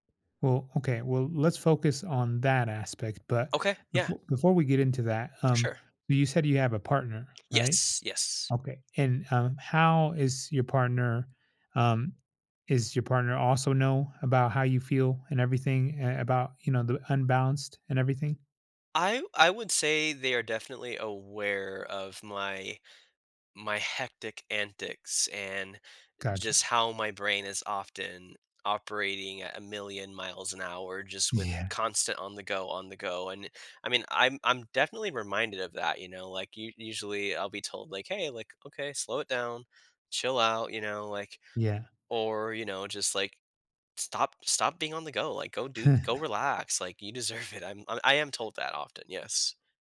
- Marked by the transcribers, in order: chuckle; laughing while speaking: "deserve it"
- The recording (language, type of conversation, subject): English, advice, How can I relax and unwind after a busy day?